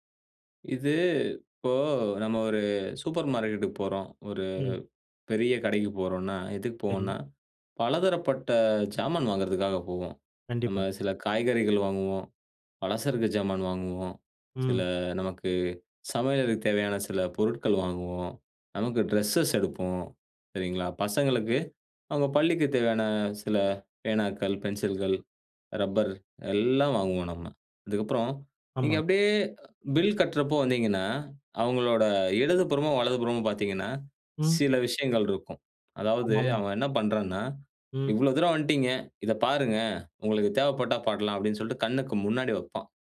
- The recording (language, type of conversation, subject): Tamil, podcast, செய்திகளும் பொழுதுபோக்கும் ஒன்றாக கலந்தால் அது நமக்கு நல்லதா?
- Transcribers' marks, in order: none